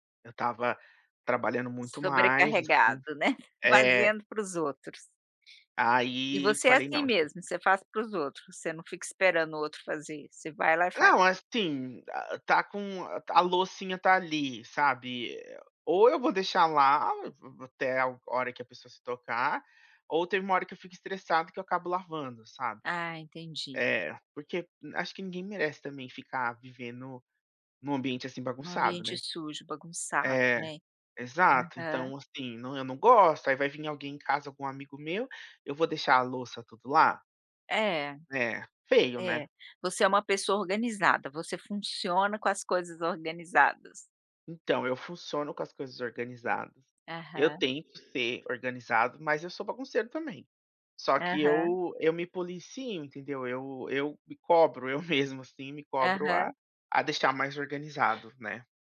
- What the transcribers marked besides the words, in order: other background noise; laughing while speaking: "fazendo para"; laughing while speaking: "eu mesmo"
- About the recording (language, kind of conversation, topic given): Portuguese, podcast, Como falar sobre tarefas domésticas sem brigar?